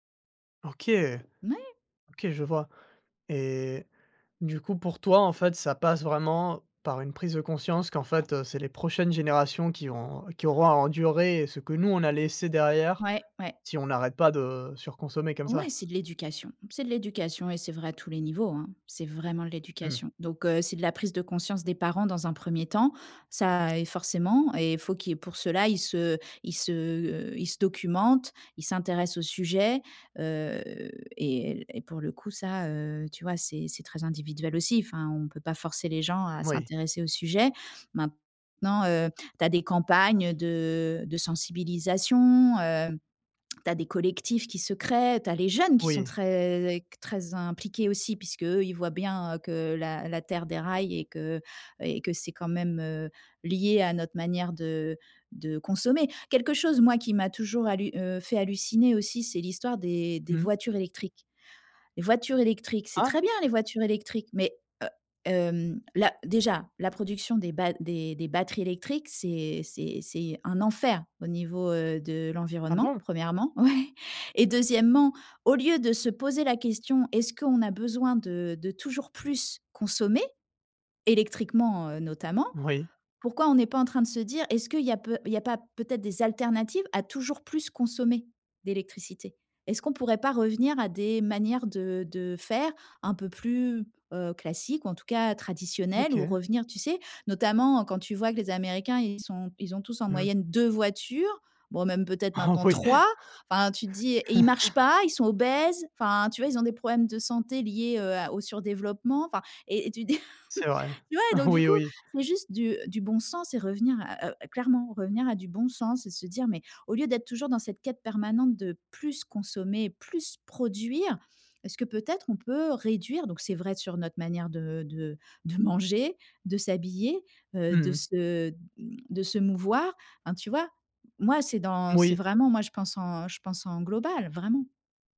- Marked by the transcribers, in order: laughing while speaking: "Oh oui !"; stressed: "trois"; chuckle; laughing while speaking: "tu dis"; chuckle
- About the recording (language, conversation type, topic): French, podcast, Quelle est ta relation avec la seconde main ?